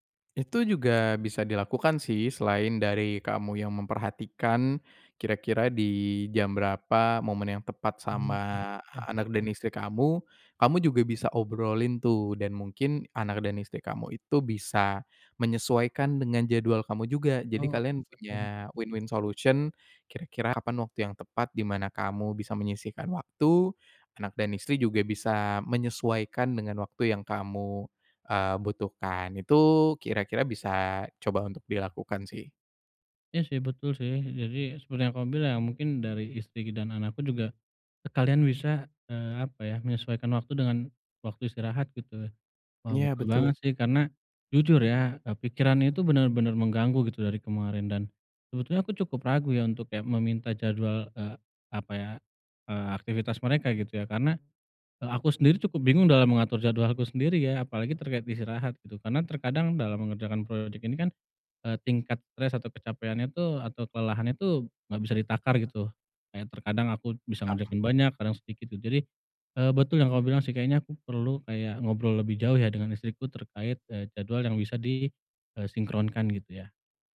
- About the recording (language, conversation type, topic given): Indonesian, advice, Bagaimana cara memprioritaskan waktu keluarga dibanding tuntutan pekerjaan?
- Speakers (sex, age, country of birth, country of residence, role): male, 25-29, Indonesia, Indonesia, advisor; male, 30-34, Indonesia, Indonesia, user
- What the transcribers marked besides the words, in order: tapping; unintelligible speech; in English: "win-win solution"; other noise